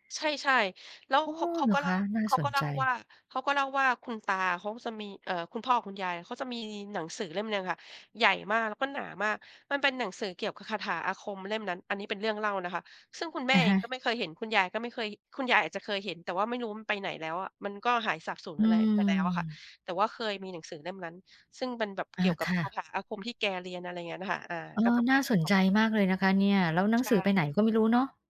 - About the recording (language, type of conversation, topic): Thai, podcast, เรื่องเล่าจากปู่ย่าตายายที่คุณยังจำได้มีเรื่องอะไรบ้าง?
- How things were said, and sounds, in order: none